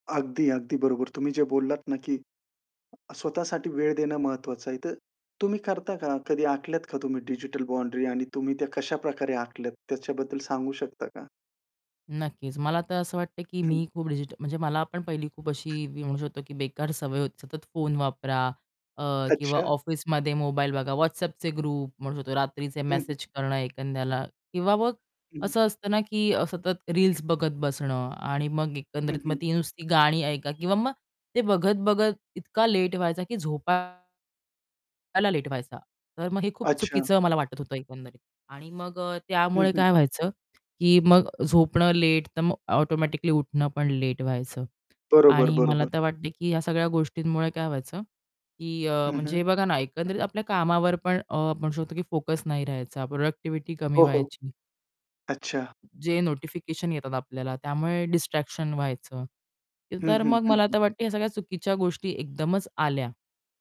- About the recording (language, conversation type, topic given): Marathi, podcast, तुम्हाला तुमच्या डिजिटल वापराच्या सीमा कशा ठरवायला आवडतात?
- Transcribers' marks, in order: distorted speech; other background noise; in English: "ग्रुप"; "एखाद्याला" said as "एकंद्याला"; static; horn; in English: "प्रॉडक्टिव्हिटी"; tapping; in English: "डिस्ट्रॅक्शन"